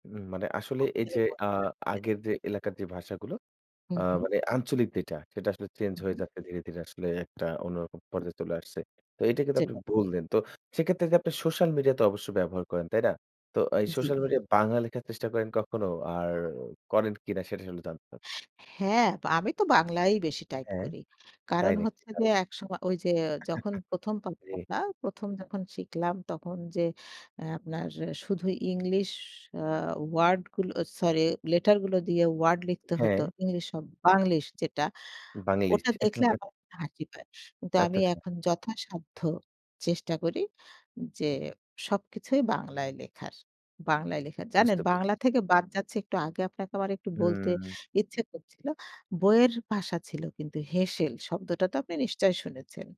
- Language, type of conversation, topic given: Bengali, podcast, ভাষা রক্ষার সবচেয়ে সহজ উপায় কী বলে আপনি মনে করেন?
- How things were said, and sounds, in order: unintelligible speech; tapping; unintelligible speech; other background noise; chuckle; unintelligible speech; chuckle